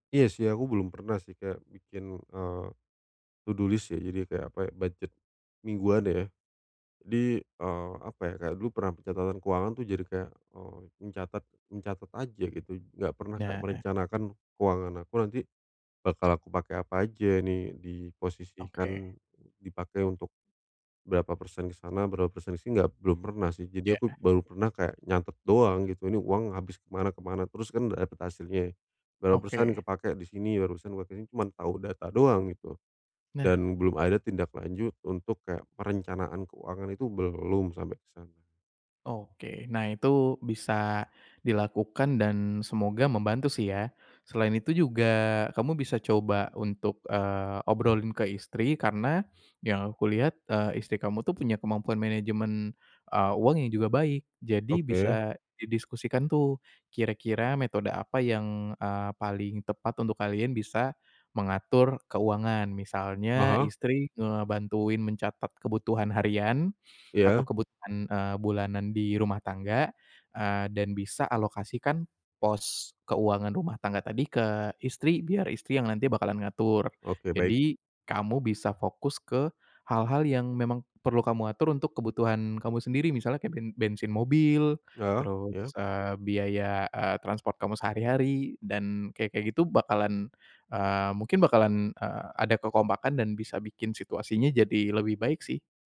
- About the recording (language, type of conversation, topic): Indonesian, advice, Bagaimana cara menetapkan batas antara kebutuhan dan keinginan agar uang tetap aman?
- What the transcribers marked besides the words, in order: in English: "to do list"; tapping; stressed: "belum"